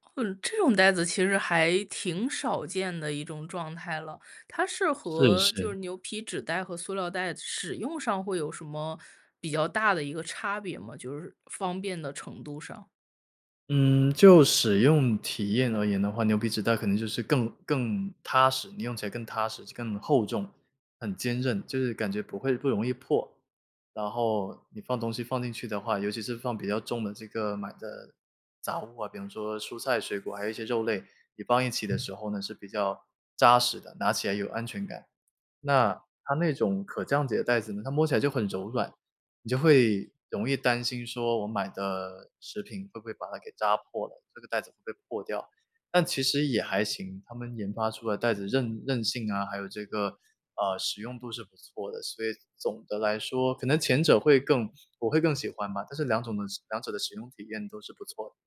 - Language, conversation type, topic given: Chinese, podcast, 你会怎么减少一次性塑料的使用？
- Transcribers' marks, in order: tapping